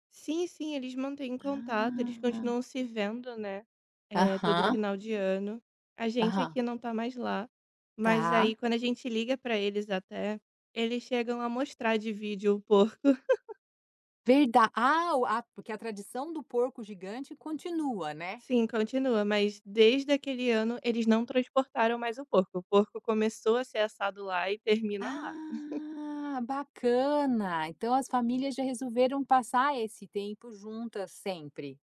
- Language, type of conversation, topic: Portuguese, podcast, Me conta uma história de família que todo mundo repete nas festas?
- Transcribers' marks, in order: laugh; chuckle